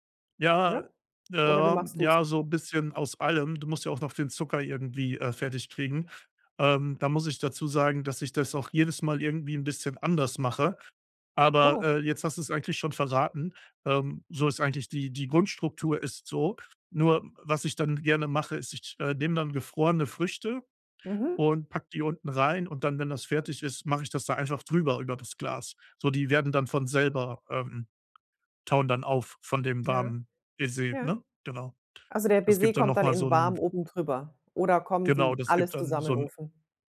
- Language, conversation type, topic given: German, podcast, Welches Festessen kommt bei deinen Gästen immer gut an?
- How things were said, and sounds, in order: other background noise